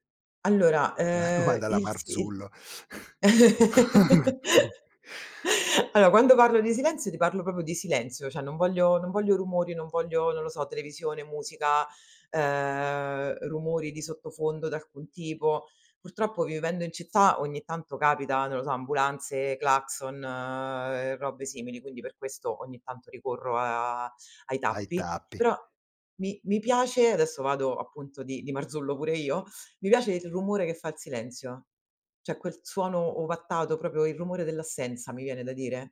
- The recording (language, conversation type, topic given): Italian, podcast, Che ruolo ha il silenzio nella tua creatività?
- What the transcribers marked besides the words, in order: chuckle; "proprio" said as "propo"; "cioè" said as "ceh"; "cioè" said as "ceh"